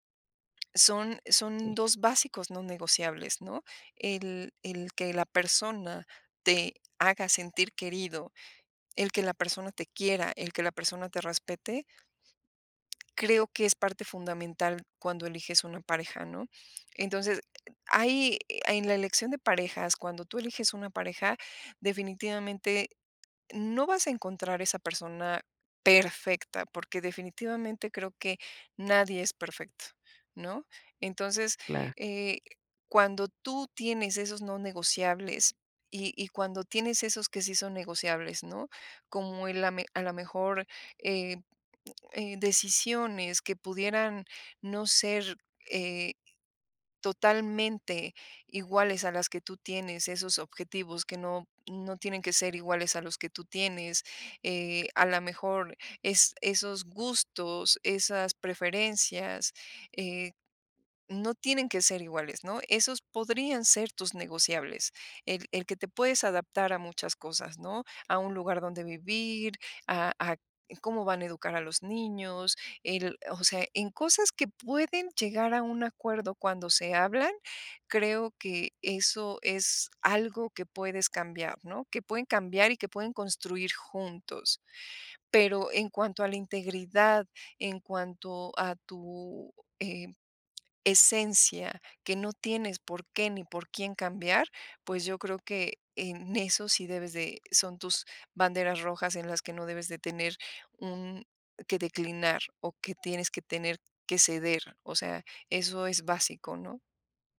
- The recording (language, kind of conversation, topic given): Spanish, podcast, ¿Cómo decides cuándo seguir insistiendo o cuándo soltar?
- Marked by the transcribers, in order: none